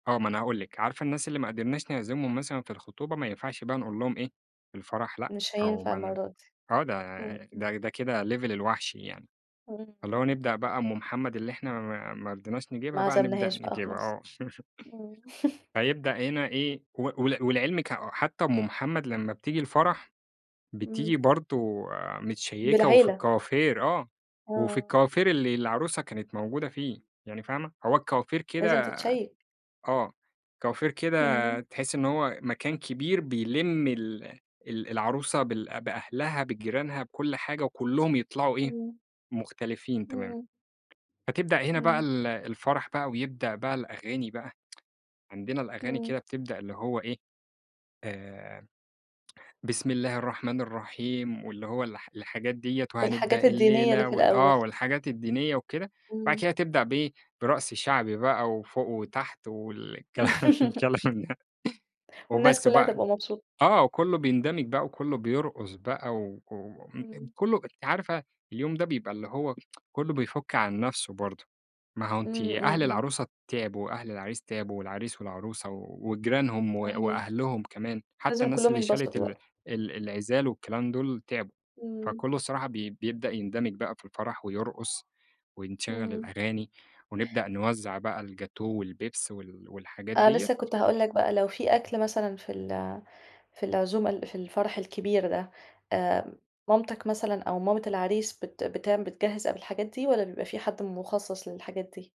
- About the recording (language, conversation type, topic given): Arabic, podcast, إزاي بتحتفلوا بالمناسبات التقليدية عندكم؟
- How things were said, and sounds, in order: in English: "level"; laugh; tapping; laughing while speaking: "والكلام الكلام ده"; laugh; unintelligible speech; tsk